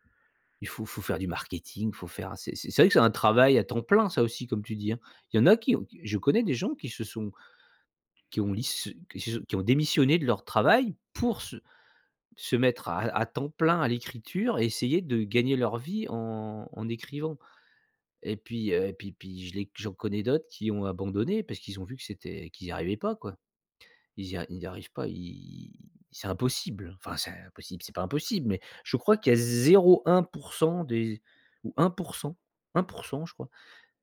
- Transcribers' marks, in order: other background noise; drawn out: "i"
- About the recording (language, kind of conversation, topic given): French, advice, Pourquoi est-ce que je me sens coupable de prendre du temps pour moi ?